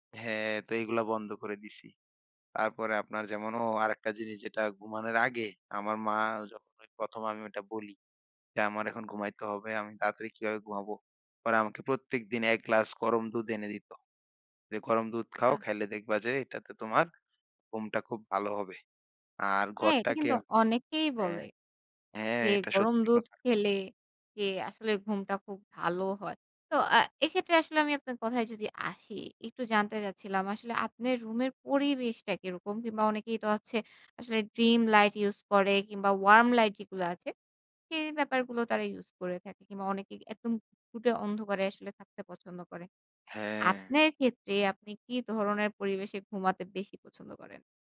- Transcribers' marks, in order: none
- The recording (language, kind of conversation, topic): Bengali, podcast, ঘুমের আগে ফোন বা স্ক্রিন ব্যবহার করার ক্ষেত্রে তোমার রুটিন কী?